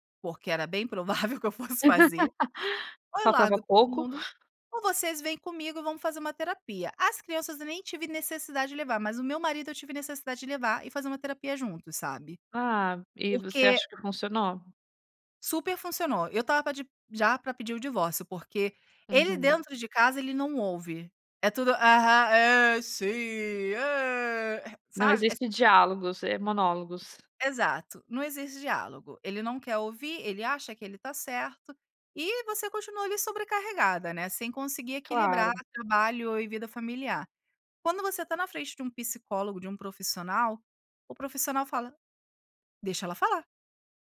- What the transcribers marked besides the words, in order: laughing while speaking: "que eu fosse fazer"; laugh; put-on voice: "é, sim, é"
- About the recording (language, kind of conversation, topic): Portuguese, podcast, Como equilibrar trabalho e vida familiar sem culpa?
- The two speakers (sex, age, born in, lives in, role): female, 35-39, Brazil, Italy, host; female, 40-44, Brazil, Italy, guest